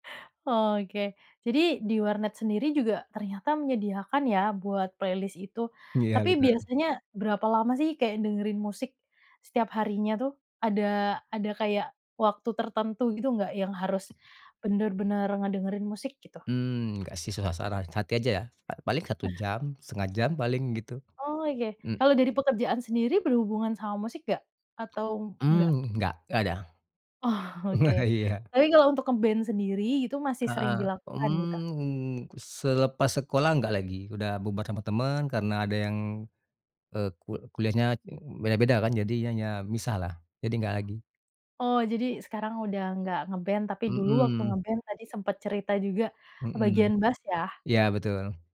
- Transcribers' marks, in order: in English: "playlist"; tapping; other background noise; laughing while speaking: "Oh, oke"; chuckle; laughing while speaking: "iya"
- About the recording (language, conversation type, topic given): Indonesian, podcast, Bagaimana perjalanan selera musikmu dari dulu sampai sekarang?